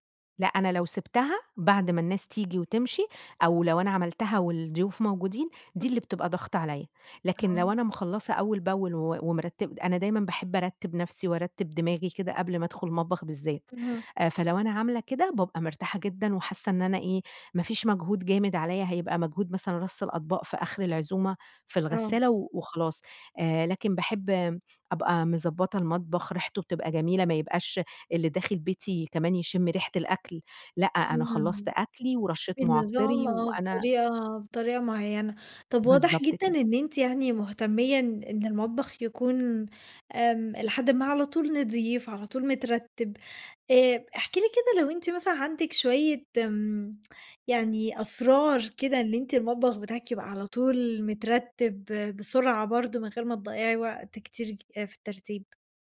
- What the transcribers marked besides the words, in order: tapping; unintelligible speech
- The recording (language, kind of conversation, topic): Arabic, podcast, ازاي تحافظي على ترتيب المطبخ بعد ما تخلصي طبخ؟